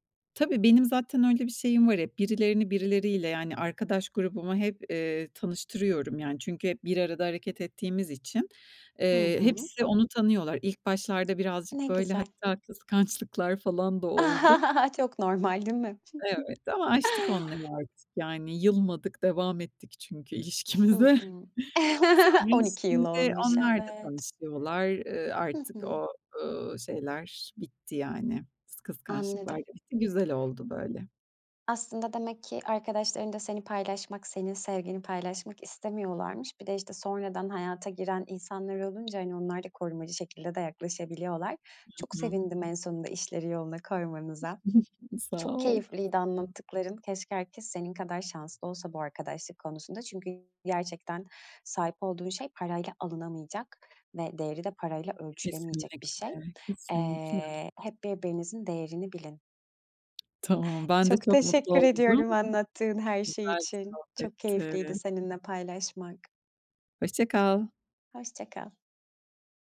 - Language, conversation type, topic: Turkish, podcast, Uzun süren arkadaşlıkları nasıl canlı tutarsın?
- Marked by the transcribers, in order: tapping; other background noise; laugh; chuckle; laughing while speaking: "ilişkimize"; chuckle; giggle; unintelligible speech